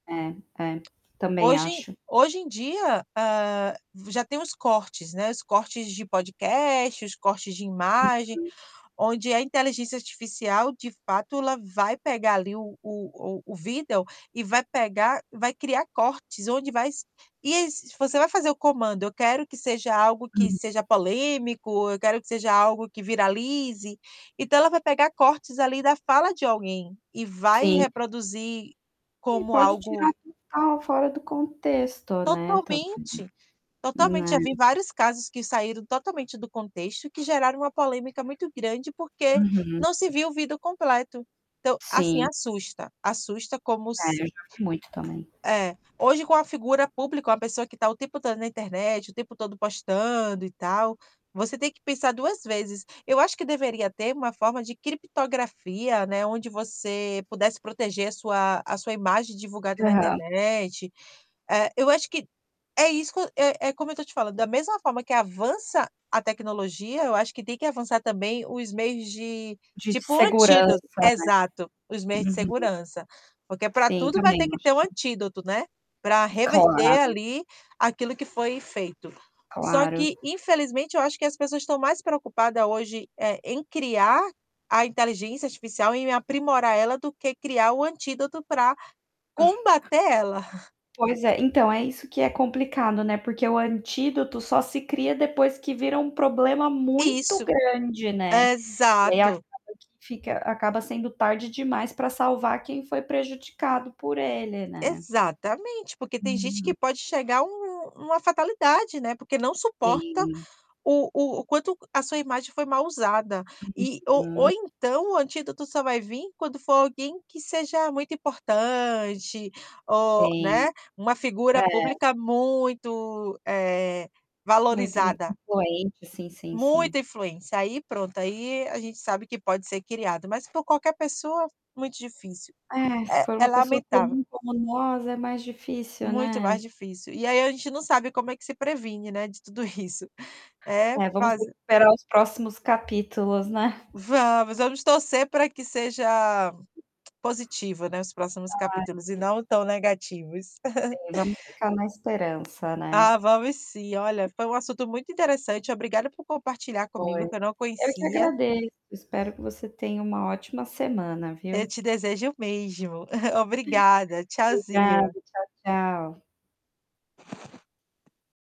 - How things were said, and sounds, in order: static; tapping; distorted speech; other background noise; chuckle; laughing while speaking: "tudo isso"; chuckle; tongue click; chuckle; chuckle; unintelligible speech
- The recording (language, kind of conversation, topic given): Portuguese, unstructured, A inteligência artificial pode ser uma ameaça no futuro?